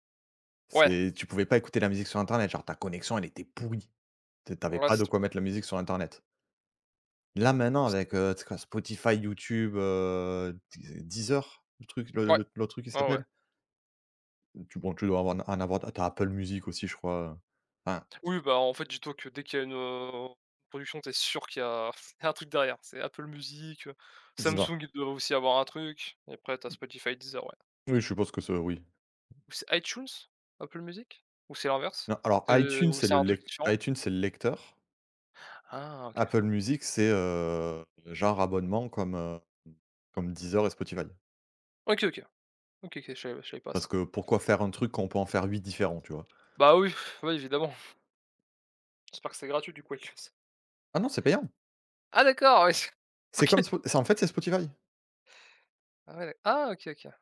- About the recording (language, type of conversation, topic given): French, unstructured, Comment la musique influence-t-elle ton humeur au quotidien ?
- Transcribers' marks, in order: other background noise; chuckle; "C'est" said as "Z'est"; "ça" said as "za"; tapping; blowing; chuckle